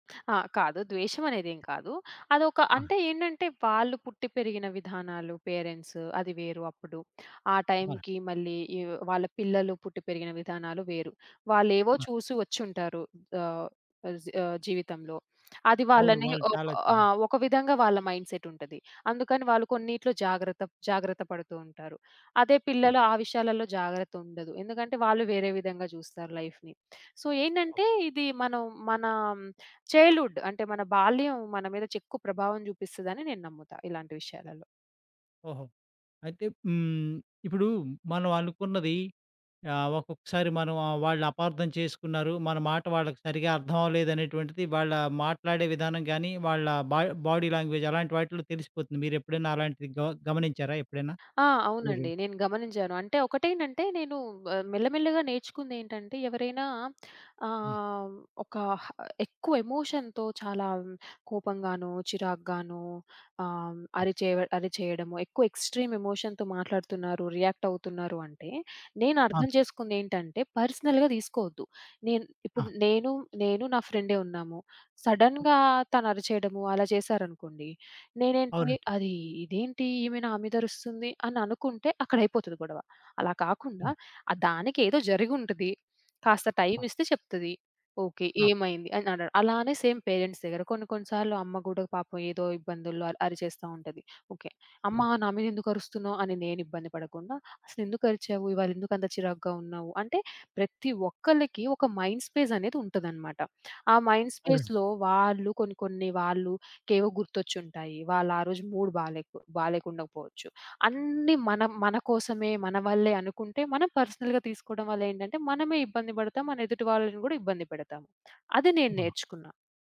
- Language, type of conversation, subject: Telugu, podcast, ఒకే మాటను ఇద్దరు వేర్వేరు అర్థాల్లో తీసుకున్నప్పుడు మీరు ఎలా స్పందిస్తారు?
- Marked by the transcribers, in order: other background noise; in English: "పేరెంట్స్"; tapping; in English: "లైఫ్‌ని. సో"; in English: "చైల్డ్‌హుడ్"; in English: "బా బాడీ లాంగ్వేజ్"; in English: "ఎమోషన్‌తో"; in English: "ఎక్స్‌ట్రీమ్ ఎమోషన్‌తో"; in English: "పర్సనల్‌గా"; in English: "సడన్‌గా"; in English: "సేమ్ పేరెంట్స్"; in English: "మైండ్"; in English: "మైండ్ స్పేస్‌లో"; in English: "మూడ్"; stressed: "అన్ని"; in English: "పర్సనల్‌గా"